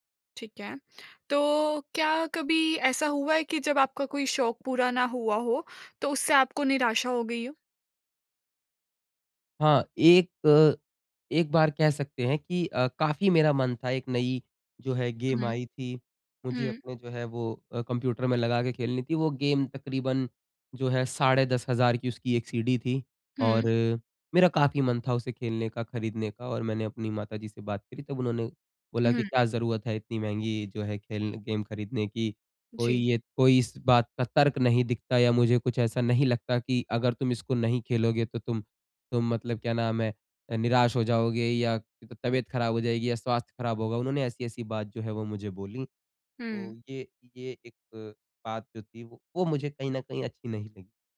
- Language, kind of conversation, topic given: Hindi, advice, मैं अपने शौक और घर की जिम्मेदारियों के बीच संतुलन कैसे बना सकता/सकती हूँ?
- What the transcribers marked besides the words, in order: in English: "गेम"; in English: "गेम"; in English: "गेम"